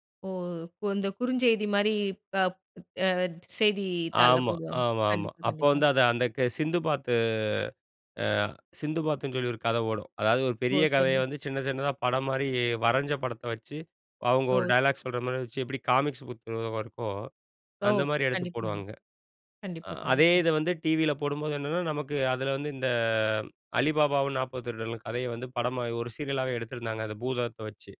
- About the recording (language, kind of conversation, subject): Tamil, podcast, குழந்தைப் பருவத்தில் உங்கள் மனதில் நிலைத்திருக்கும் தொலைக்காட்சி நிகழ்ச்சி எது, அதைப் பற்றி சொல்ல முடியுமா?
- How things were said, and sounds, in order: in English: "டயலாக்"; in English: "காமிக்ஸ் புக்"